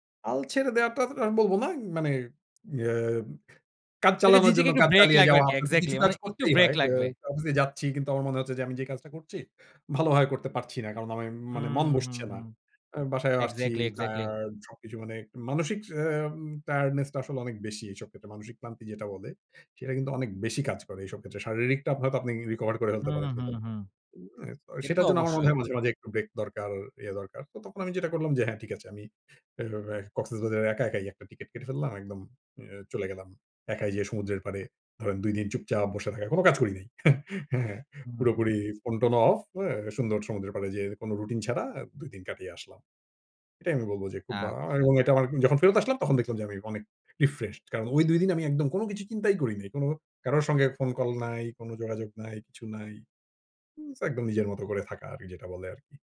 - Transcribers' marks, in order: in English: "exactly"; "আমার" said as "আমিম"; in English: "exactly, exactly"; in English: "tiredness"; in English: "recover"; unintelligible speech; chuckle; in English: "refreshed"
- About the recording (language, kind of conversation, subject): Bengali, podcast, কাজ থেকে সত্যিই ‘অফ’ হতে তোমার কি কোনো নির্দিষ্ট রীতি আছে?